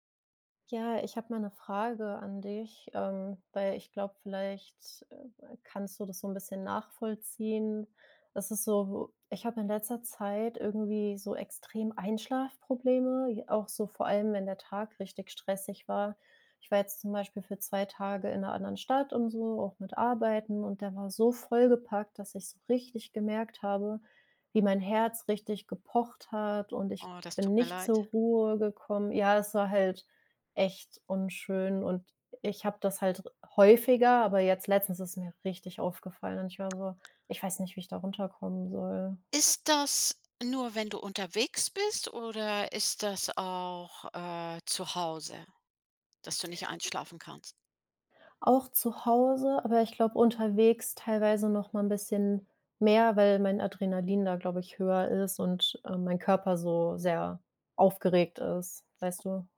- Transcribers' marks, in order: other noise
- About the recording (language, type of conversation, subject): German, advice, Warum kann ich nach einem stressigen Tag nur schwer einschlafen?